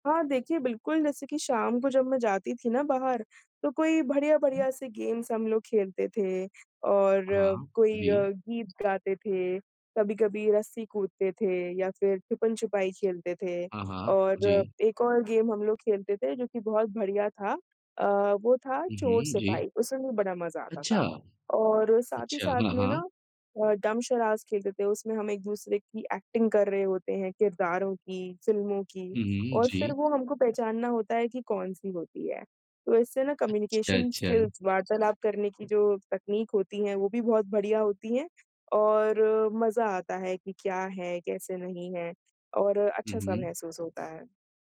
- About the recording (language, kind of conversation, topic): Hindi, podcast, परिवार के साथ बाहर घूमने की आपकी बचपन की कौन-सी याद सबसे प्रिय है?
- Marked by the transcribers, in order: tapping; in English: "गेम्स"; in English: "गेम"; in English: "डम्ब शराड्स"; in English: "एक्टिंग"; in English: "कम्युनिकेशन स्किल्स"